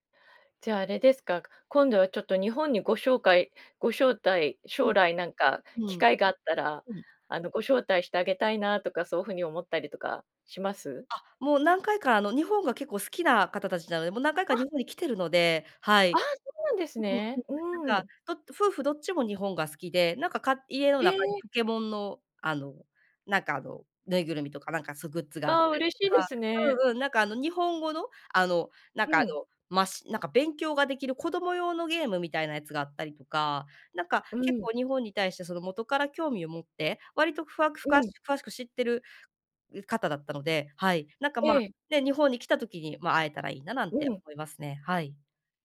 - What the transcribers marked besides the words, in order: none
- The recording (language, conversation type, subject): Japanese, podcast, 心が温かくなった親切な出会いは、どんな出来事でしたか？